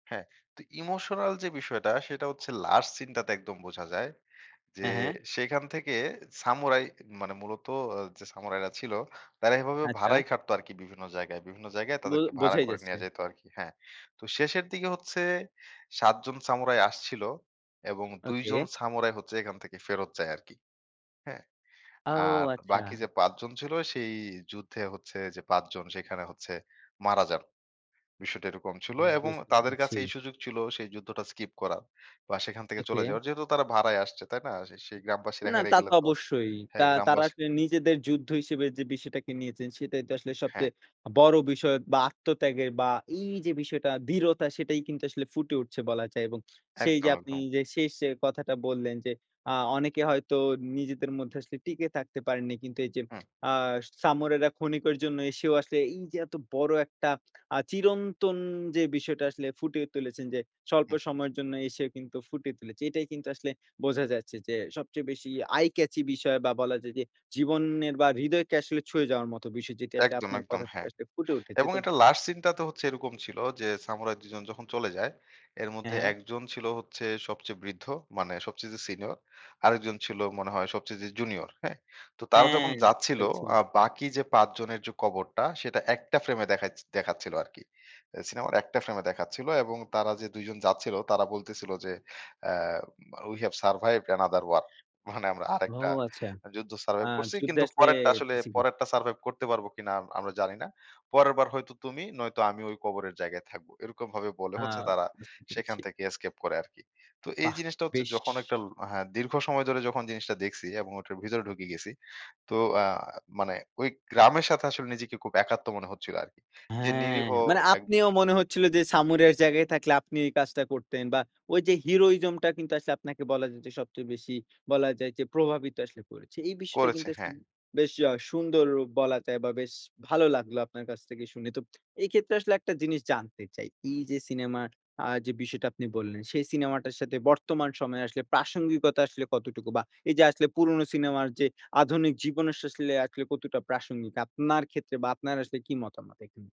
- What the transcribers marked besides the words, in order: in English: "আই কেচি"; "eye catching" said as "আই কেচি"; in English: "We have survived another war"; in English: "escape"; in English: "heroism"
- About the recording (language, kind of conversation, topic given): Bengali, podcast, পুরনো সিনেমা কেন আজও আমাদের টানে?